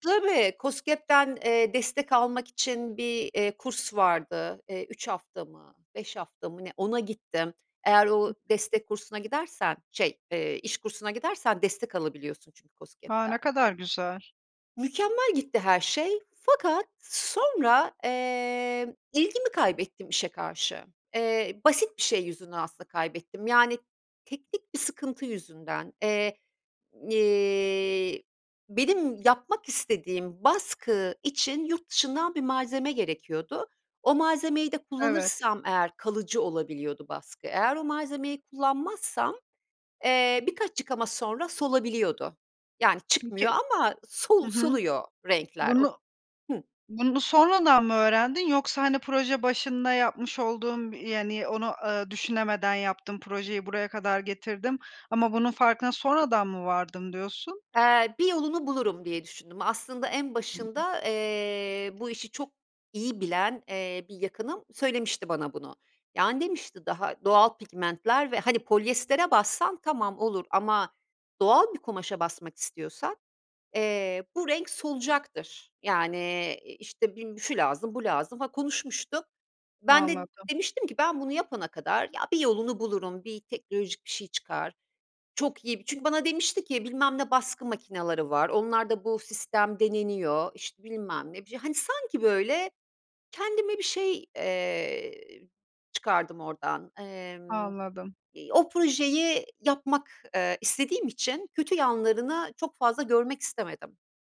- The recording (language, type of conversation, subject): Turkish, podcast, Pişmanlıklarını geleceğe yatırım yapmak için nasıl kullanırsın?
- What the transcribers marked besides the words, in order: other background noise; unintelligible speech; tapping